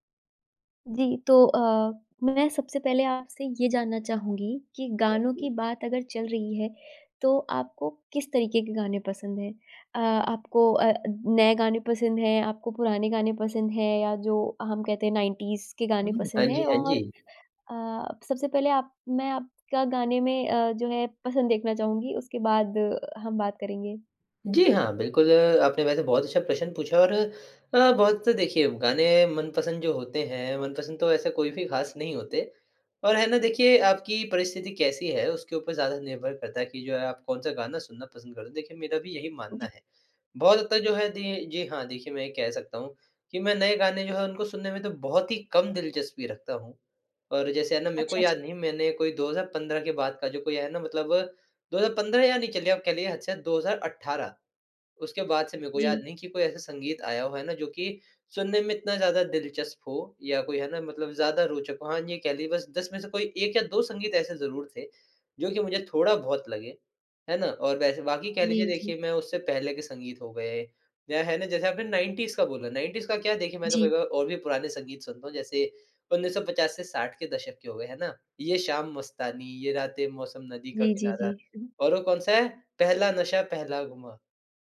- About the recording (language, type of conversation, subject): Hindi, podcast, कौन-सा गाना आपको किसी की याद दिलाता है?
- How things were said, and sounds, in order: unintelligible speech; in English: "नाइनटीज़"; in English: "नाइनटीज़"; in English: "नाइनटीज़"; other background noise